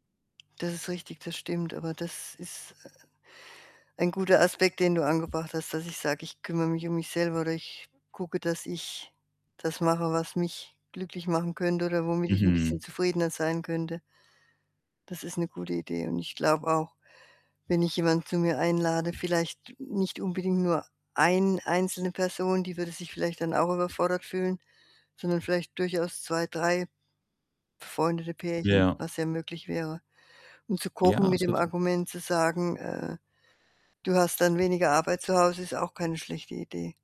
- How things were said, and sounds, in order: mechanical hum; other background noise; distorted speech; unintelligible speech; static
- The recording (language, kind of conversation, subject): German, advice, Wie gehe ich mit Einsamkeit an Feiertagen um?